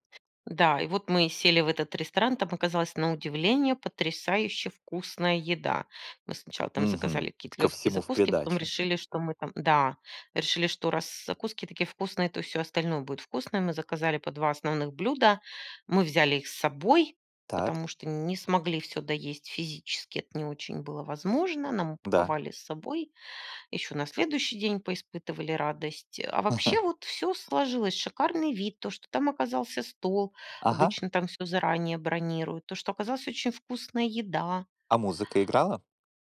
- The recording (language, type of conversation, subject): Russian, unstructured, Как вы отмечаете маленькие радости жизни?
- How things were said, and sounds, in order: tapping; other background noise; chuckle